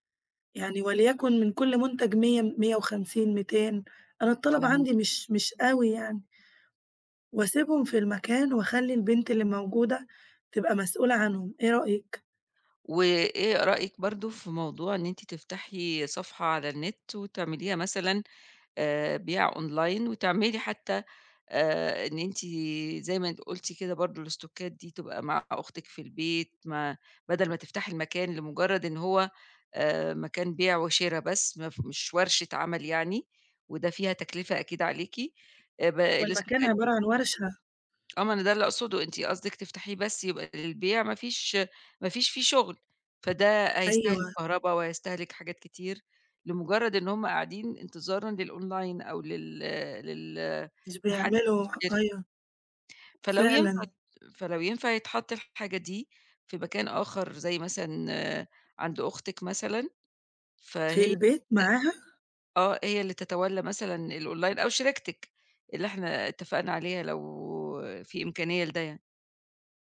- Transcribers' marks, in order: tapping; in English: "أونلاين"; in English: "الاستوكات"; other background noise; in English: "الاستوكات"; in English: "للأونلاين"; unintelligible speech; in English: "الأونلاين"
- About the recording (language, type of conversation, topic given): Arabic, advice, إزاي أوازن بين حياتي الشخصية ومتطلبات الشغل السريع؟